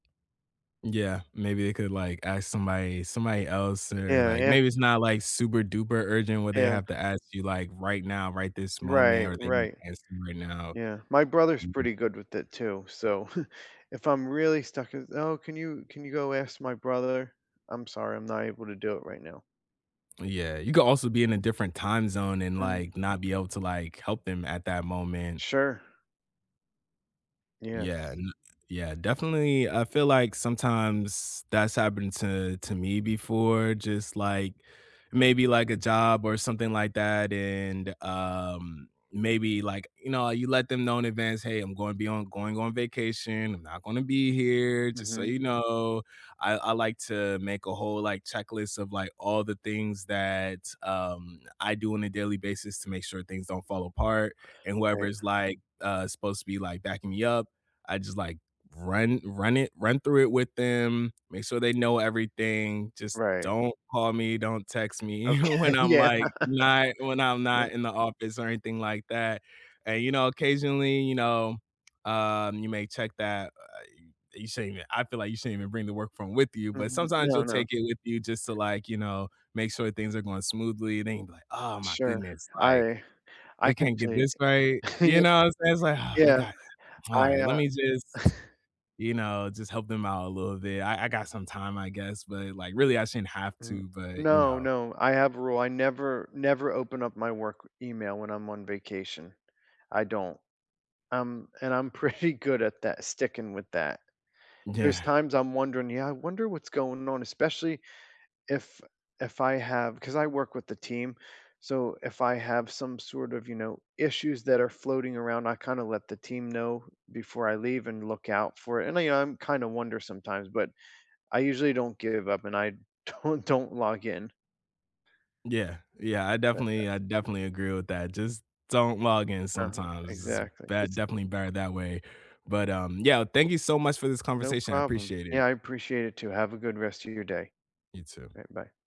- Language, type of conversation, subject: English, unstructured, How do you stay connected to home without letting it distract you from being present on a trip?
- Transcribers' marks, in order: tapping; other background noise; chuckle; chuckle; laughing while speaking: "Okay, yeah"; laughing while speaking: "yea"; chuckle; chuckle